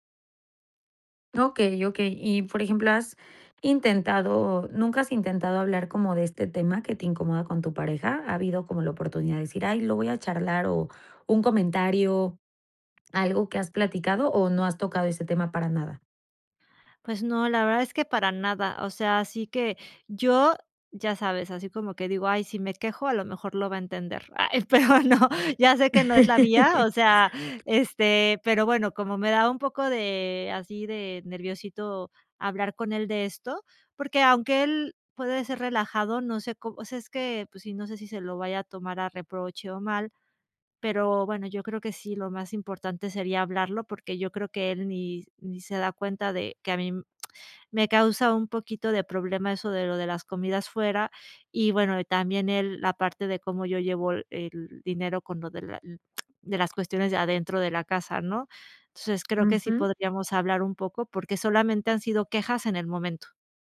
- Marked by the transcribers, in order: laughing while speaking: "Ay, pero no"; laugh; tapping; tsk; tsk; other background noise
- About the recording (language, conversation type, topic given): Spanish, advice, ¿Cómo puedo hablar con mi pareja sobre nuestras diferencias en la forma de gastar dinero?